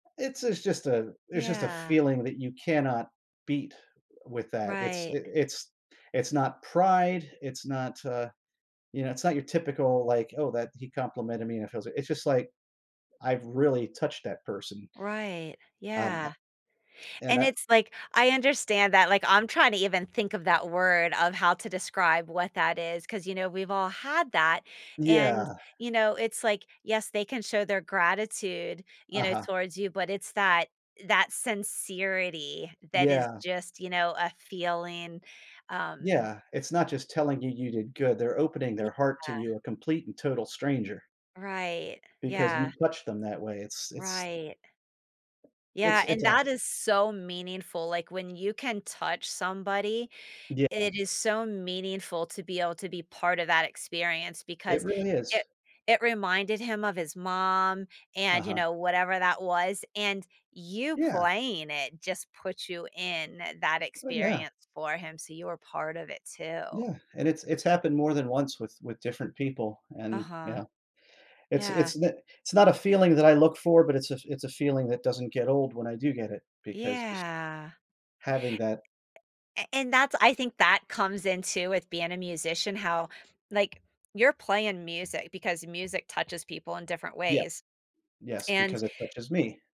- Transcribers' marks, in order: other background noise; drawn out: "Yeah"
- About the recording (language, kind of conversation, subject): English, advice, How can I accept a compliment?